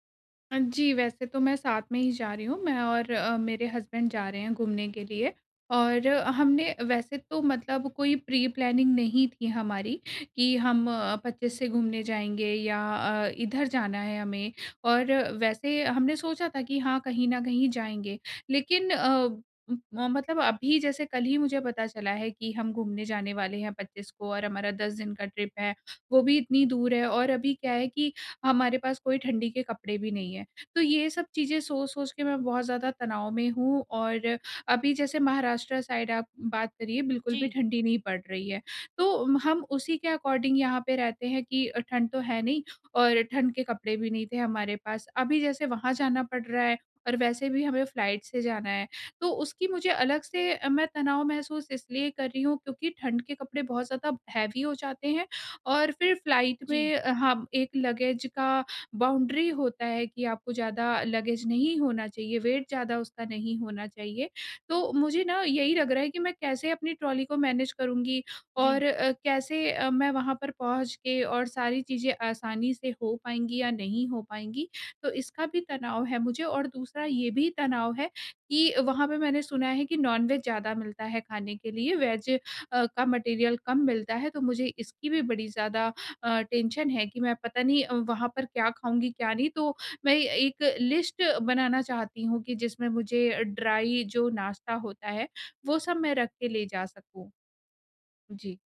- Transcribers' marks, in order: in English: "हज़्बन्ड"; in English: "प्री-प्लानिंग"; in English: "ट्रिप"; in English: "साइड"; in English: "अकॉर्डिंग"; in English: "फ्लाइट"; in English: "हेवी"; in English: "फ्लाइट"; in English: "लगेज"; in English: "बाउंड्री"; in English: "लगेज"; in English: "वेट"; in English: "ट्रॉली"; in English: "मैनेज"; in English: "नॉनवेज"; in English: "वेज"; in English: "मटीरियल"; in English: "टेंशन"; in English: "लिस्ट"; in English: "ड्राइ"
- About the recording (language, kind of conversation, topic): Hindi, advice, यात्रा या सप्ताहांत के दौरान तनाव कम करने के तरीके